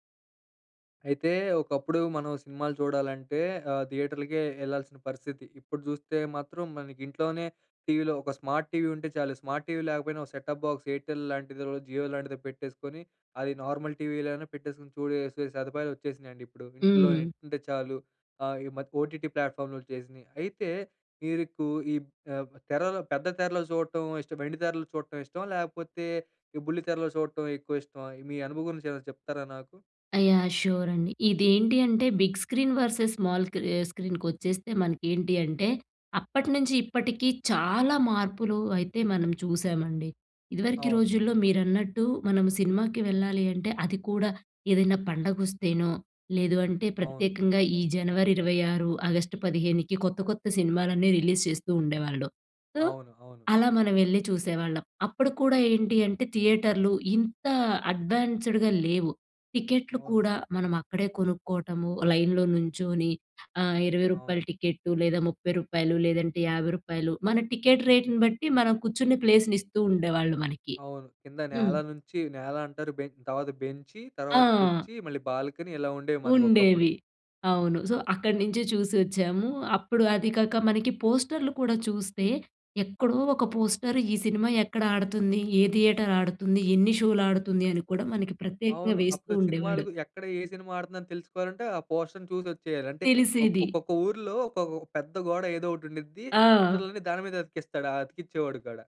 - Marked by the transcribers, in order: in English: "స్మార్ట్‌టీవీ"; in English: "స్మార్ట్‌టీవీ"; in English: "సెటాప్ బాక్స్ ఎయిర్టెల్"; in English: "జియో"; in English: "నార్మల్"; "చూసేసే" said as "చూడేసే"; in English: "నెట్"; in English: "ఓటీటీ"; in English: "షూర్"; in English: "బిగ్ స్క్రీన్ వర్సెస్ స్మాల్"; in English: "రిలీజ్"; in English: "సో"; in English: "అడ్వాన్స్‌డ్‌గా"; in English: "లైన్‌లో"; in English: "టికెట్ రేట్‌ని"; in English: "బాల్కనీ"; in English: "సో"; in English: "పోస్టర్"; in English: "థియేటర్"; in English: "పోస్ట‌ర్‌ని"
- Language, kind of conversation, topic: Telugu, podcast, బిగ్ స్క్రీన్ vs చిన్న స్క్రీన్ అనుభవం గురించి నీ అభిప్రాయం ఏమిటి?